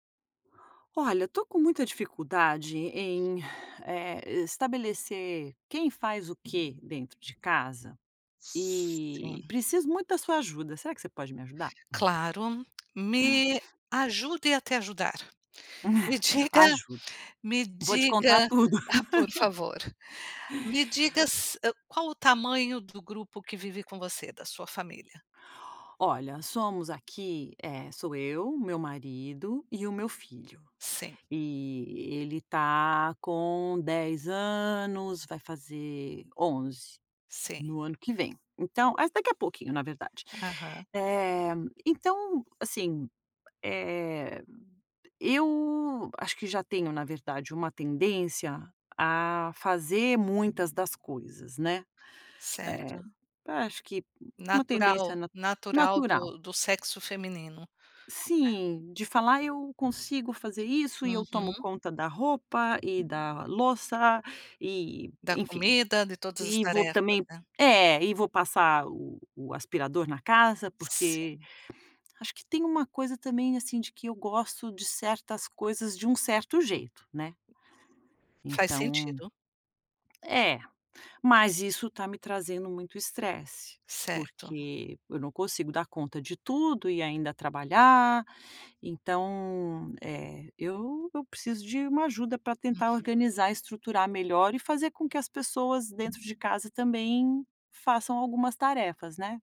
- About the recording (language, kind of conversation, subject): Portuguese, advice, Como posso superar a dificuldade de delegar tarefas no trabalho ou em casa?
- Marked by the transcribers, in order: other background noise; tapping; chuckle; laugh